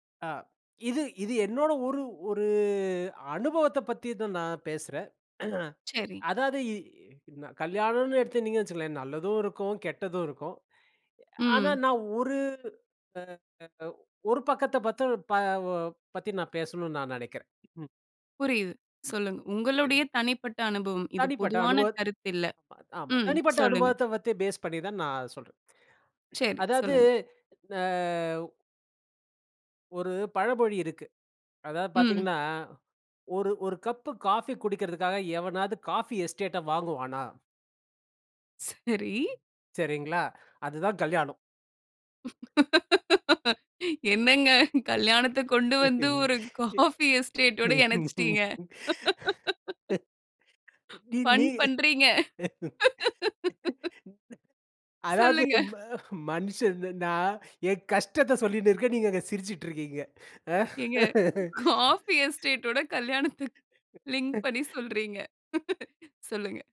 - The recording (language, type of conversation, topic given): Tamil, podcast, ஒரு முடிவை எடுத்ததைக் குறித்து வருந்திய அனுபவத்தைப் பகிர முடியுமா?
- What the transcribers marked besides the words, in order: throat clearing; inhale; lip smack; other background noise; "அதாவது" said as "அதா"; laughing while speaking: "சரி"; laughing while speaking: "என்னங்க கல்யாணத்த கொண்டுவந்து ஒரு காஃபி எஸ்டேட்டோட இணச்சுட்டீங்க. ஃபன் பண்றீங்க"; sigh; laughing while speaking: "நீ நீ அதாவது ம மன்ஷன் … நீங்க அங்க சிரிச்சிட்டுருக்கீங்க"; laughing while speaking: "காஃபி எஸ்டேட்டோட கல்யாணத்த லிங்க் பண்ணி சொல்றீங்க"; laugh